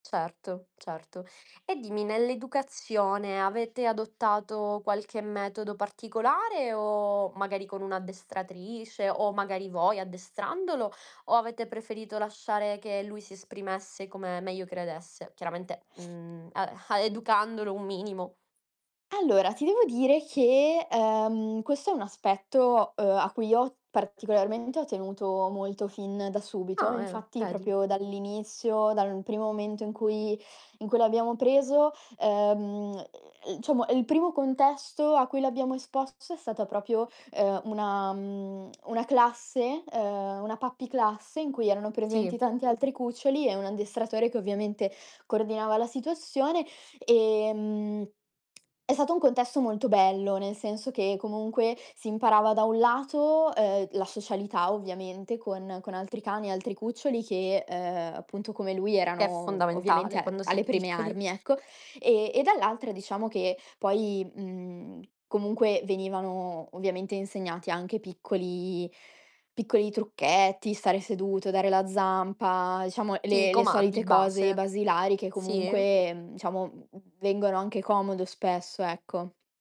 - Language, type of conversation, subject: Italian, podcast, Qual è una scelta che ti ha cambiato la vita?
- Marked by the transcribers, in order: tapping; exhale; other background noise; "proprio" said as "propio"; "dall'inizio" said as "inissio"; "dal" said as "dan"; "diciamo" said as "ciamo"; "proprio" said as "propio"; tsk; in English: "puppy class"; tsk; background speech; "diciamo" said as "ciamo"; "diciamo" said as "ciamo"